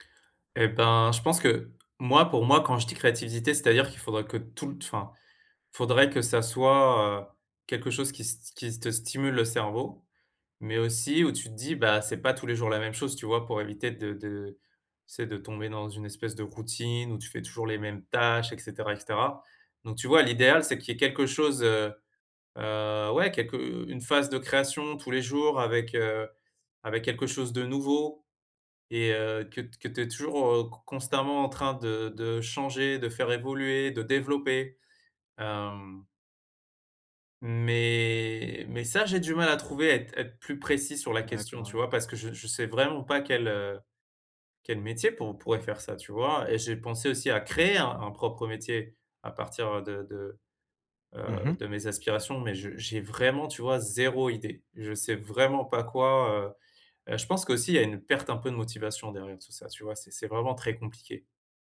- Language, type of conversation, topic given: French, advice, Comment puis-je trouver du sens après une perte liée à un changement ?
- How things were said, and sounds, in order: other background noise; tapping; "toute" said as "toulte"; stressed: "tâches"; drawn out: "Mais"; stressed: "créer"